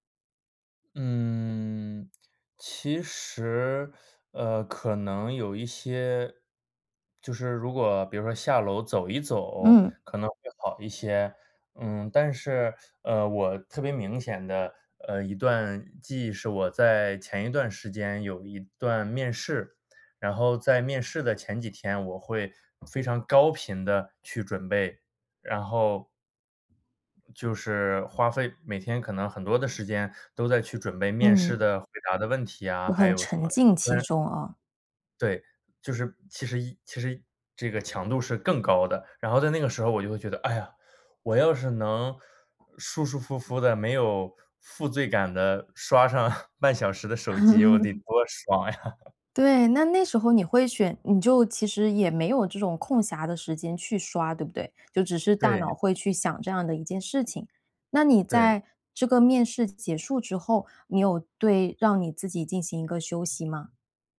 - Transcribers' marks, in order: tapping; other background noise; laughing while speaking: "上半小时的手机我得多爽呀"; laugh
- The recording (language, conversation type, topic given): Chinese, advice, 休息时我总是放不下工作，怎么才能真正放松？